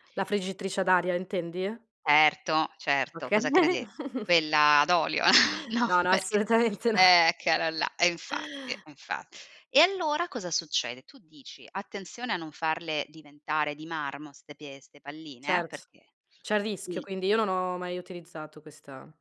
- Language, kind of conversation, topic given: Italian, podcast, Come prepari pasti veloci nei giorni più impegnativi?
- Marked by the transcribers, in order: laughing while speaking: "Okay"; chuckle; laughing while speaking: "No, perché"; laughing while speaking: "assolutamente no"